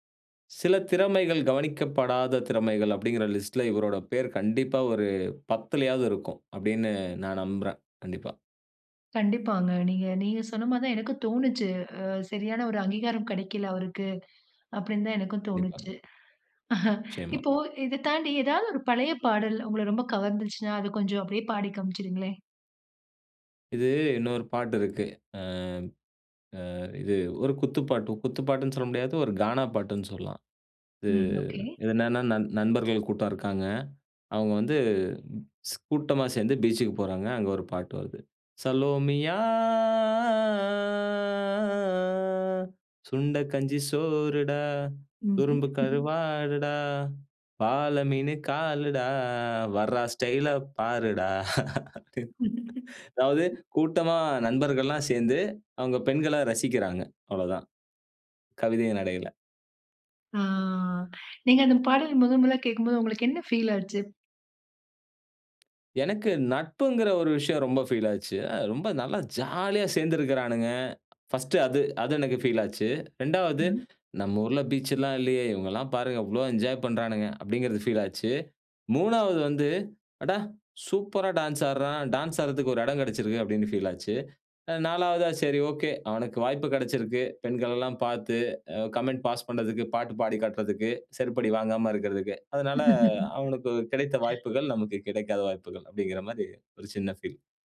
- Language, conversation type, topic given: Tamil, podcast, உங்கள் சுயத்தைச் சொல்லும் பாடல் எது?
- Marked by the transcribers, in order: other background noise; chuckle; anticipating: "அத கொஞ்சம் அப்டியே பாடிக் காண்பிச்சுருங்ளேன்"; singing: "சலோமியா, சுண்டக் கஞ்சி சோறுடா, துரும்பு கருவாடுடா, வாழ மீனு காலுடா வர்றா ஸ்டைல பாருடா"; chuckle; "சுதும்பு" said as "துரும்பு"; laugh; laughing while speaking: "அது"; chuckle; drawn out: "ஆ"; inhale; in English: "கமெண்ட் பாஸ்"; laugh